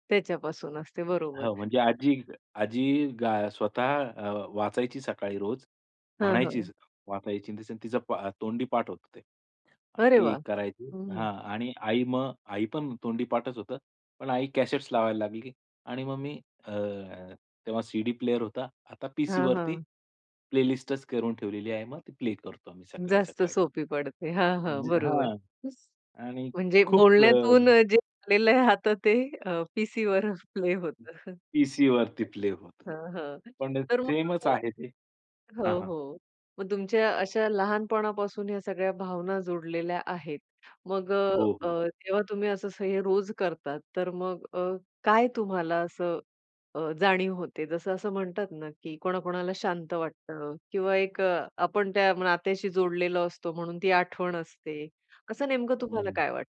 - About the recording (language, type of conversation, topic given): Marathi, podcast, तुमच्या घरात रोज केल्या जाणाऱ्या छोट्या-छोट्या दिनचर्या कोणत्या आहेत?
- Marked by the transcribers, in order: other background noise; in English: "इन द सेन्स"; in English: "प्लेलिस्टच"; laughing while speaking: "पीसीवर प्ले होतं"; unintelligible speech